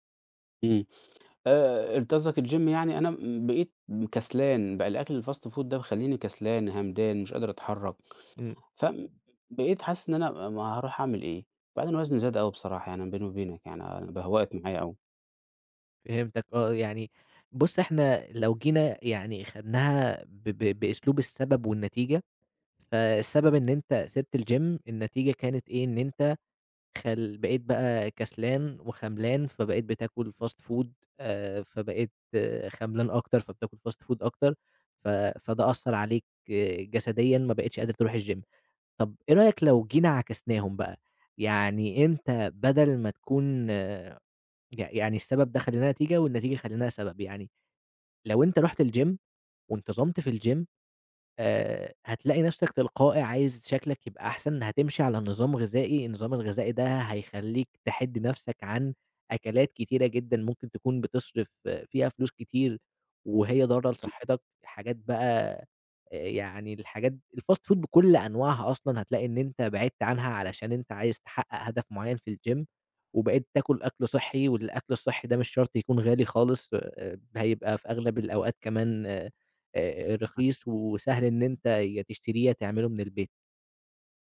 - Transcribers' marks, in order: in English: "الGym"; in English: "الFast food"; in English: "الGym"; in English: "Fast food"; in English: "Fast food"; in English: "الGym"; in English: "الGym"; in English: "الGym"; other noise; in English: "الFast food"; in English: "الGym"
- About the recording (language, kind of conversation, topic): Arabic, advice, إزاي أقدر أسيطر على اندفاعاتي زي الأكل أو الشراء؟